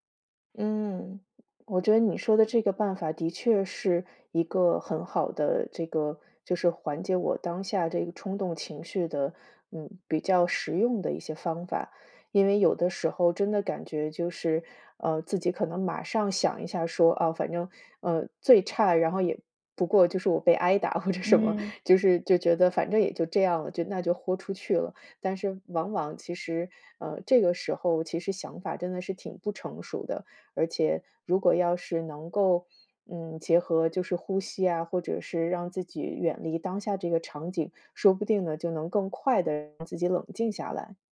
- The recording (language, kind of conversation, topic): Chinese, advice, 我怎样才能更好地控制冲动和情绪反应？
- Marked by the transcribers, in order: other background noise; laughing while speaking: "或者什么"